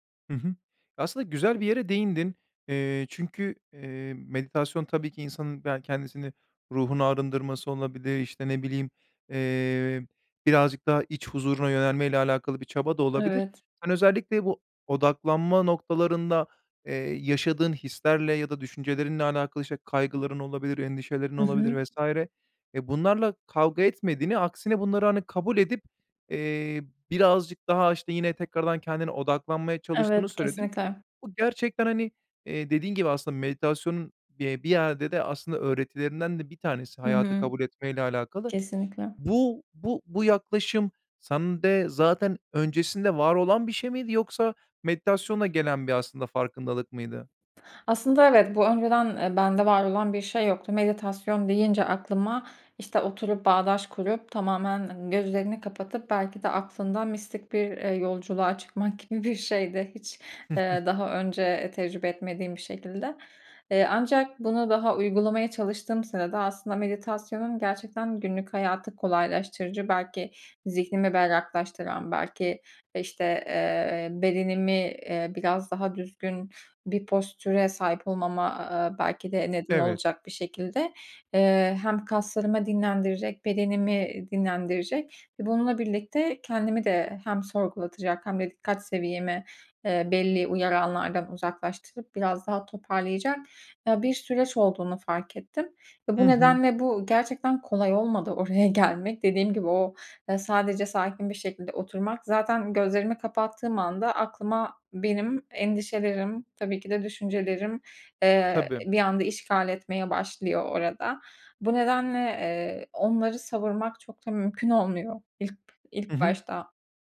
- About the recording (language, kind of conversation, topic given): Turkish, podcast, Meditasyon sırasında zihnin dağıldığını fark ettiğinde ne yaparsın?
- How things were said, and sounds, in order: other background noise; laughing while speaking: "gibi bir şeydi"; chuckle; laughing while speaking: "oraya gelmek"